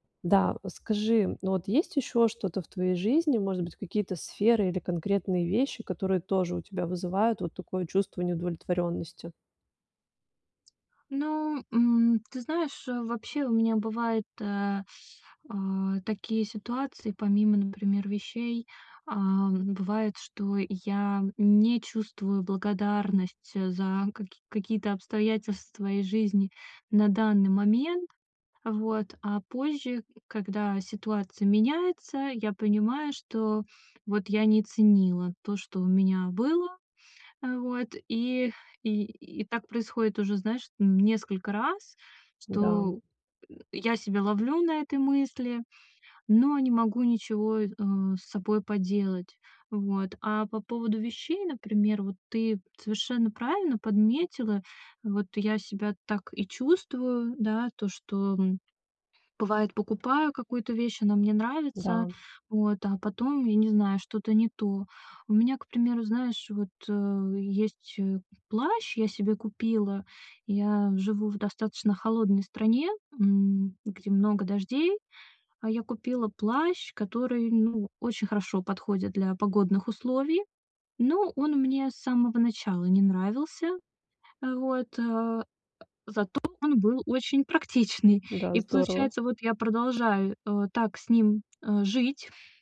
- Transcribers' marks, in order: tapping; other noise; laughing while speaking: "практичный"
- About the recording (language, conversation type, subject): Russian, advice, Как принять то, что у меня уже есть, и быть этим довольным?